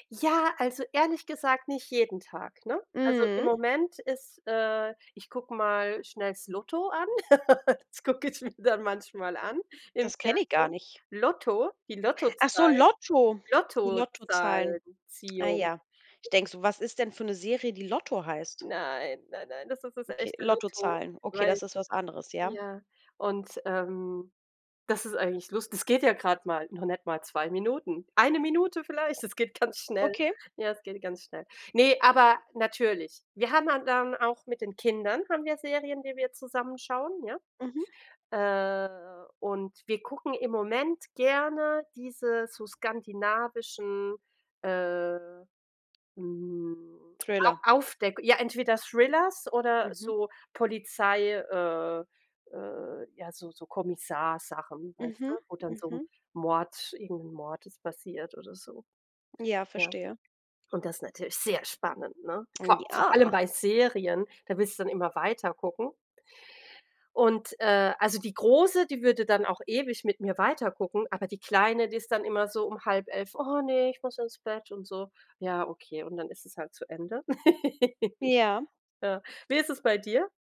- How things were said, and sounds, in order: giggle; laughing while speaking: "das gucke ich mir dann"; other noise; put-on voice: "sehr spannend, ne? Komm"; put-on voice: "ja"; giggle
- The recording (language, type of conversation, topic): German, unstructured, Was findest du an Serien besonders spannend?